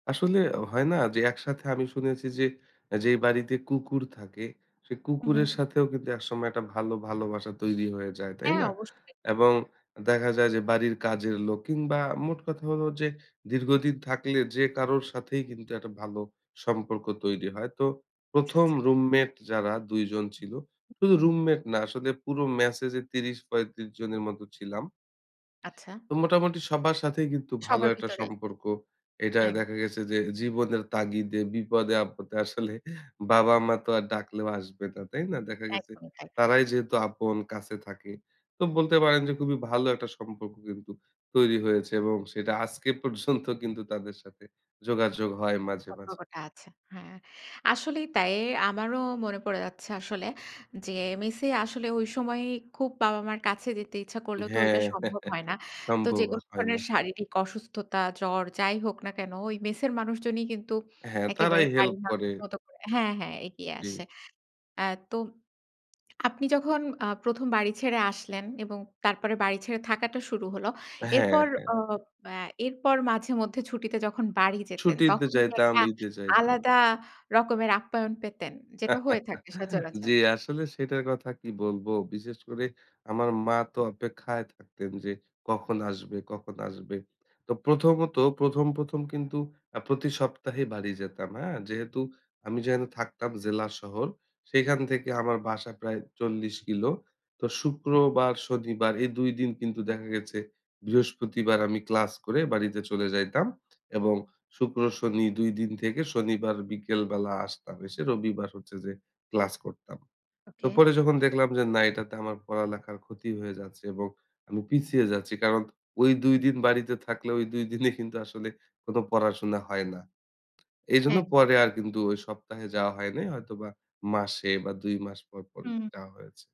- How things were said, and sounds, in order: other background noise; laughing while speaking: "আসলে বাবা-মা"; drawn out: "হ্যাঁ"; chuckle; lip smack; stressed: "আলাদা"; chuckle; lip smack; chuckle; lip smack
- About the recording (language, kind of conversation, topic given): Bengali, podcast, আপনি কবে বাড়ি ছেড়ে নতুন জীবন শুরু করেছিলেন?